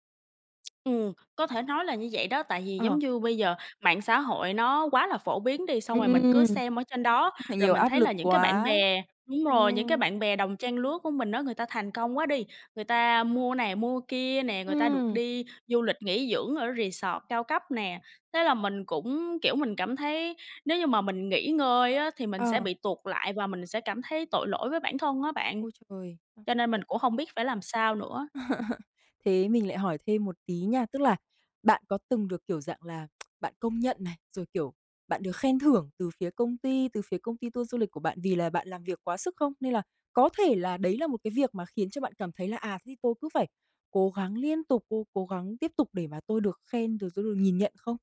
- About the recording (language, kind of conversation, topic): Vietnamese, advice, Tại sao tôi lại cảm thấy tội lỗi khi nghỉ ngơi thay vì làm thêm việc?
- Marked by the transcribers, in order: tapping; other noise; laugh; tsk; other background noise